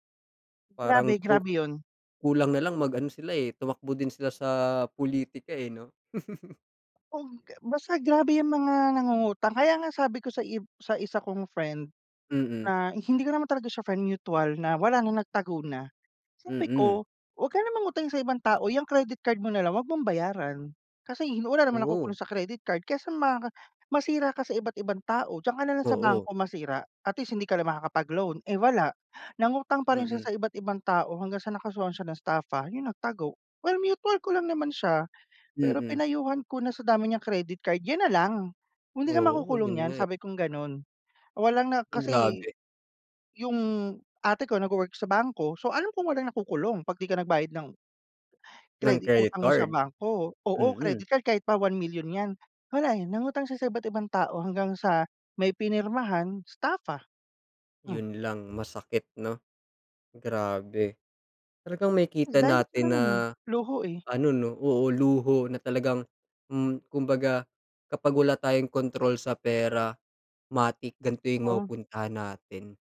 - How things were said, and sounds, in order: laugh; "Totoo" said as "To'o"
- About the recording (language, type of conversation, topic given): Filipino, unstructured, Ano ang saloobin mo sa mga taong palaging humihiram ng pera?